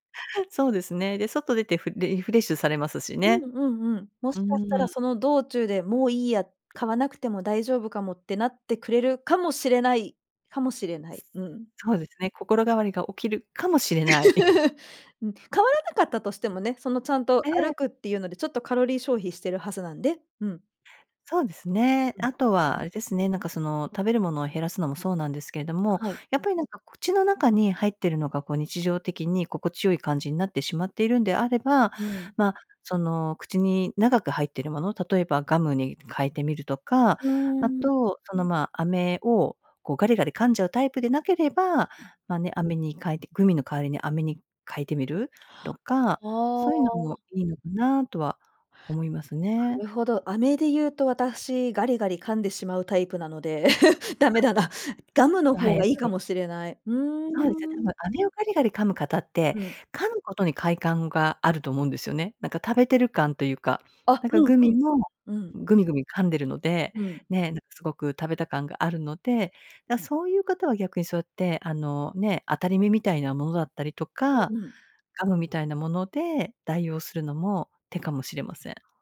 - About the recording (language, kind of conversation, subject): Japanese, advice, 食生活を改善したいのに、間食やジャンクフードをやめられないのはどうすればいいですか？
- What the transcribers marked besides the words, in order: laugh; laugh; chuckle; other noise; laugh